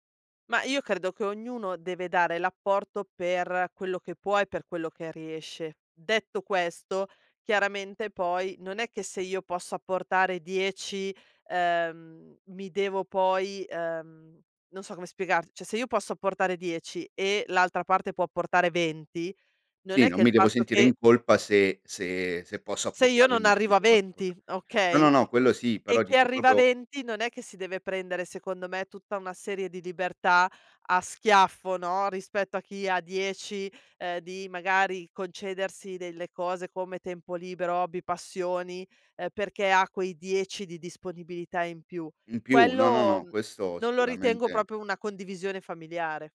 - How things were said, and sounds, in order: "cioè" said as "ceh"; unintelligible speech; "proprio" said as "propio"; "proprio" said as "propio"
- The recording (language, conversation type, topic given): Italian, podcast, Come si può parlare di soldi in famiglia senza creare tensioni?